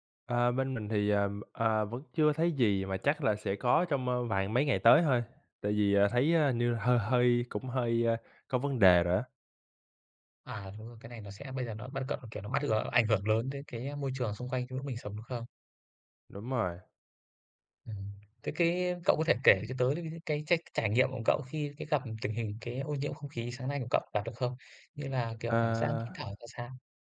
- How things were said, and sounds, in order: tapping
- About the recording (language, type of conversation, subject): Vietnamese, unstructured, Bạn nghĩ gì về tình trạng ô nhiễm không khí hiện nay?